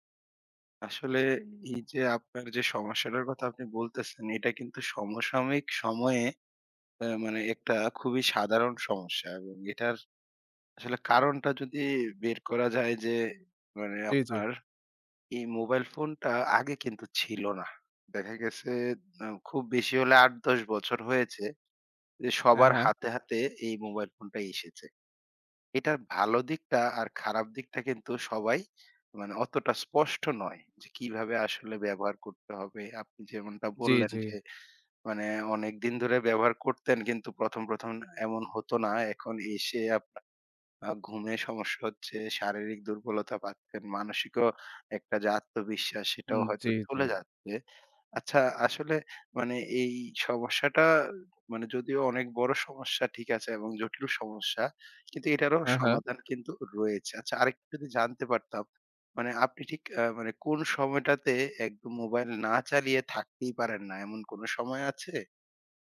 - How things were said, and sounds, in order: other background noise; tapping
- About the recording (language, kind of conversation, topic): Bengali, advice, ফোন দেখা কমানোর অভ্যাস গড়তে আপনার কি কষ্ট হচ্ছে?